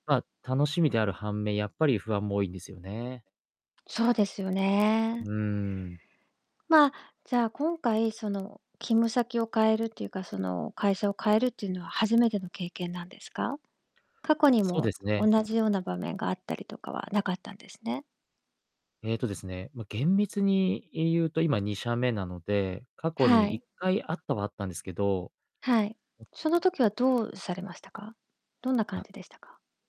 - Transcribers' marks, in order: distorted speech
- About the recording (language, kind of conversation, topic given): Japanese, advice, 新しい方向へ踏み出す勇気が出ないのは、なぜですか？